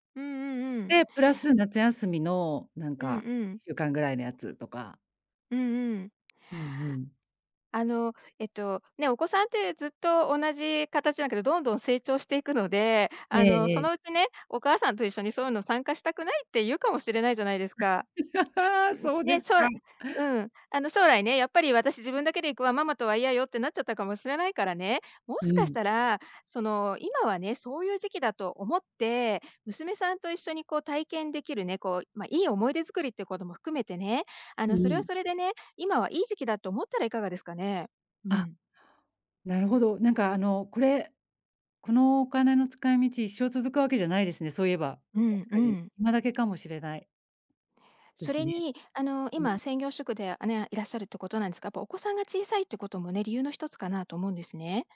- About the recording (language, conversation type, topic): Japanese, advice, 毎月決まった額を貯金する習慣を作れないのですが、どうすれば続けられますか？
- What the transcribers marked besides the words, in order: laugh; laughing while speaking: "そうですか"